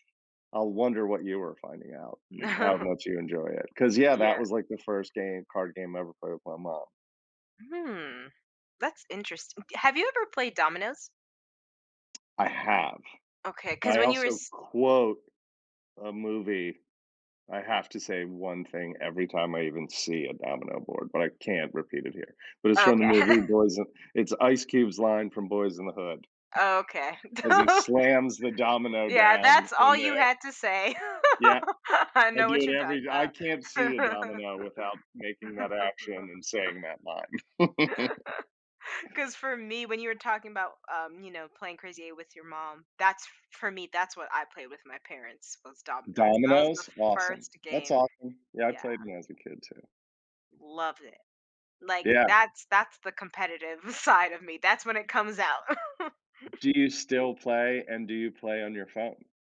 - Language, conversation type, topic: English, unstructured, How do video games and board games shape our social experiences and connections?
- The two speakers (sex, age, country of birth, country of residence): female, 30-34, United States, United States; male, 55-59, United States, United States
- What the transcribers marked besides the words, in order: chuckle; chuckle; laugh; laugh; laughing while speaking: "I"; tapping; laugh; chuckle; laughing while speaking: "side"; chuckle